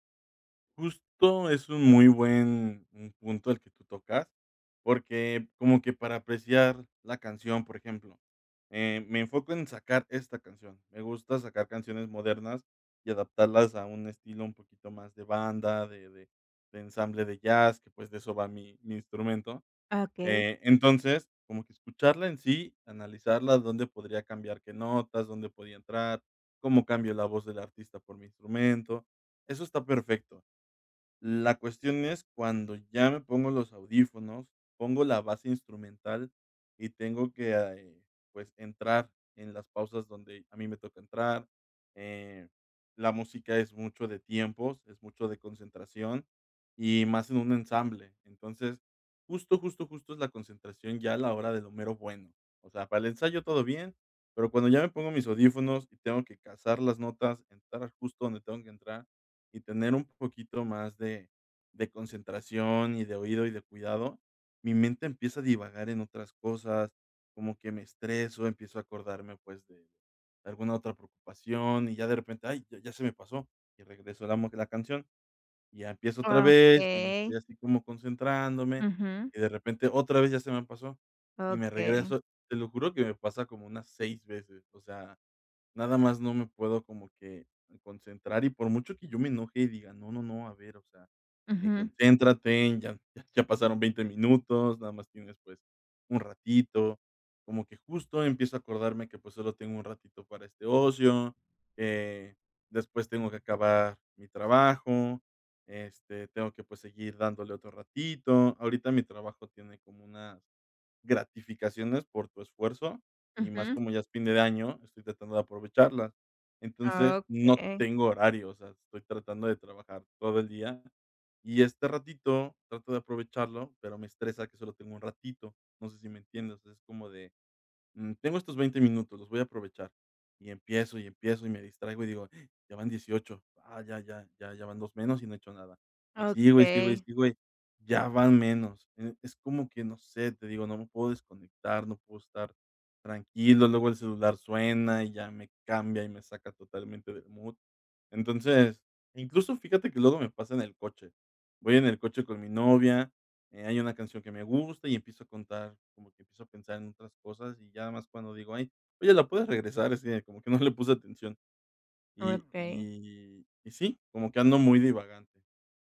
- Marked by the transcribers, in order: gasp; in English: "mood"
- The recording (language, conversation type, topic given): Spanish, advice, ¿Cómo puedo disfrutar de la música cuando mi mente divaga?